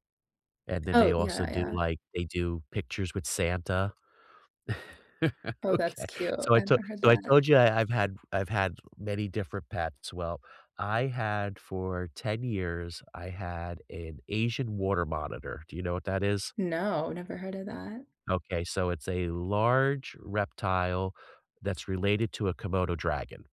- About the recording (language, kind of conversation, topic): English, unstructured, How have the animals you’ve cared for or trained shaped the way you build connections with people?
- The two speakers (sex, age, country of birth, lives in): female, 25-29, United States, United States; male, 50-54, United States, United States
- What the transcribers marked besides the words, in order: chuckle; other background noise